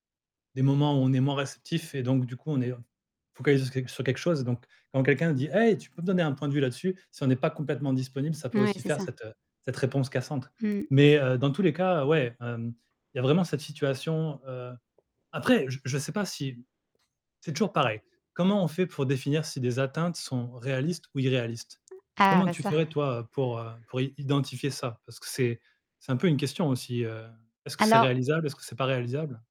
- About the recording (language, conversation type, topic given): French, advice, Comment puis-je gérer mon perfectionnisme et mes attentes irréalistes qui me conduisent à l’épuisement ?
- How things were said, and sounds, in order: distorted speech; background speech; tapping; other background noise; static